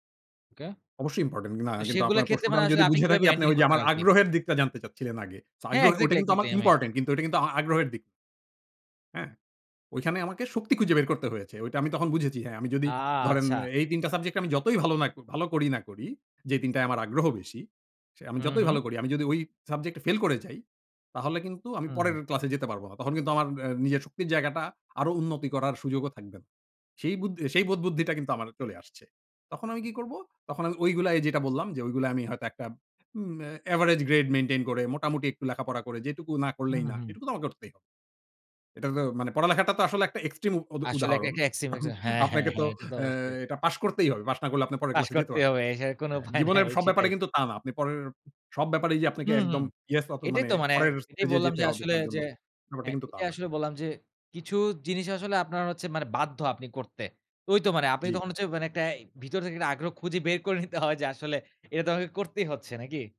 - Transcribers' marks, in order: in English: "এক্সট্রিম"; in English: "এক্সিম"; "এক্সট্রিম" said as "এক্সিম"; laughing while speaking: "এখন আপনাকে তো"; laughing while speaking: "উপায় নাই"; other background noise
- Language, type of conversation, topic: Bengali, podcast, নিজের শক্তি ও আগ্রহ কীভাবে খুঁজে পাবেন?